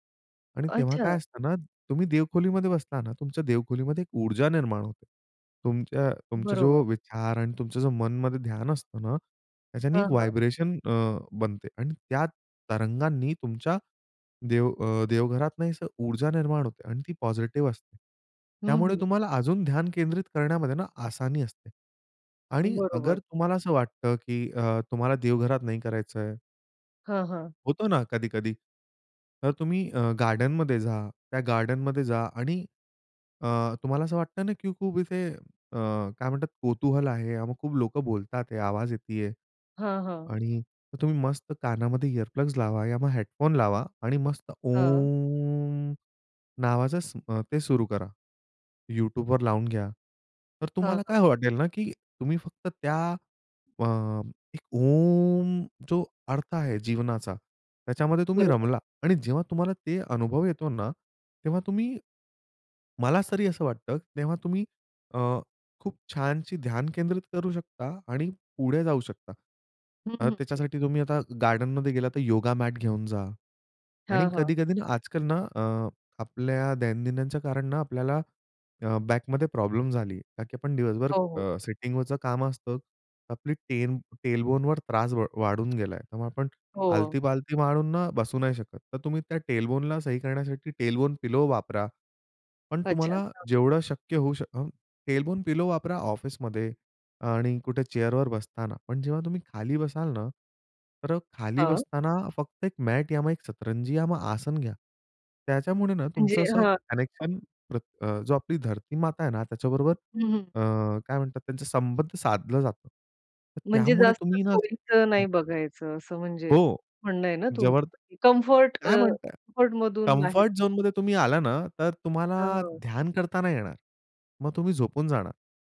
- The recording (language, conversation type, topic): Marathi, podcast, ध्यान करताना लक्ष विचलित झाल्यास काय कराल?
- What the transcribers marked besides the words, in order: other noise; in English: "व्हायब्रेशन"; in English: "इअर प्लग्स"; drawn out: "ओम"; drawn out: "ओम"; in English: "टेल टेल बोन"; in English: "टेल बोनला"; in English: "टेल बोन पिलो"; in English: "टेल बोन पिलो"; in English: "चेअर"; "जोवर" said as "जवर"; tapping; in English: "झोनमध्ये"